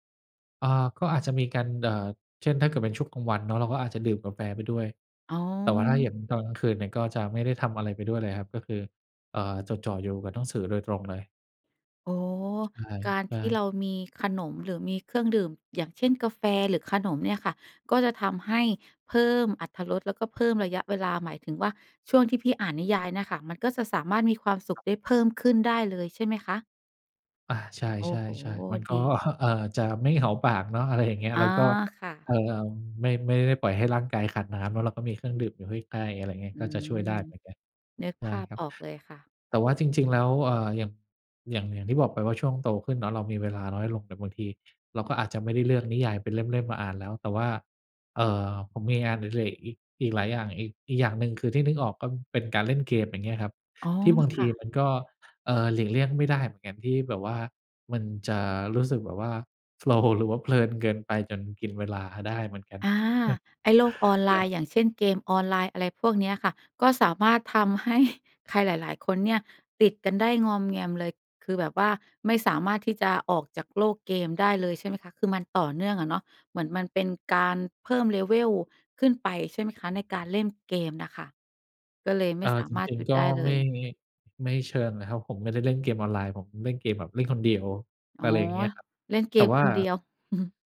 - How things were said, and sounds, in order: laughing while speaking: "ก๊อ ครับ"; "ก็" said as "ก๊อ"; laughing while speaking: "เหงา"; laughing while speaking: "อะไรอย่างเงี้ย"; other background noise; in English: "โฟลว์"; chuckle; laughing while speaking: "เออ"; laughing while speaking: "ให้"; in English: "level"; chuckle
- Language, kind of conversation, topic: Thai, podcast, บอกเล่าช่วงที่คุณเข้าโฟลว์กับงานอดิเรกได้ไหม?